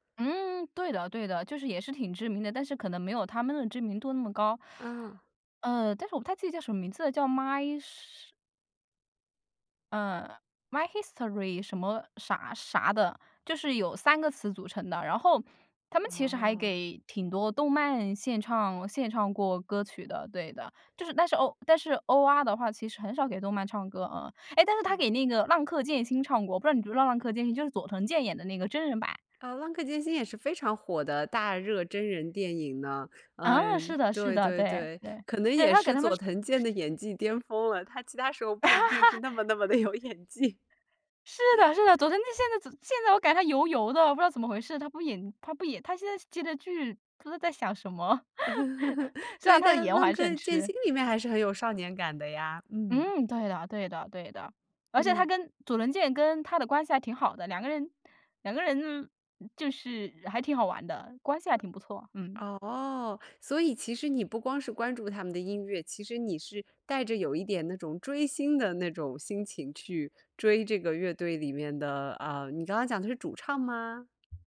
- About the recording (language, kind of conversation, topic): Chinese, podcast, 你有没有哪段时间突然大幅改变了自己的听歌风格？
- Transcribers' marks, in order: in English: "my"; in English: "my history"; other background noise; laugh; laughing while speaking: "地有演技"; laugh; other noise